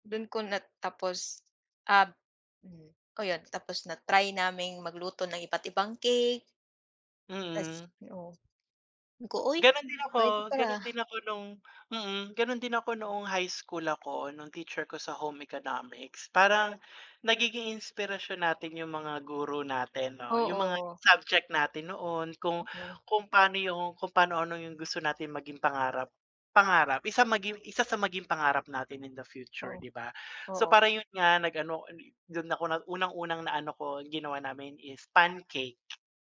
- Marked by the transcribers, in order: tapping
- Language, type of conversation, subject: Filipino, unstructured, Ano ang pinakamahalagang pangarap mo sa buhay?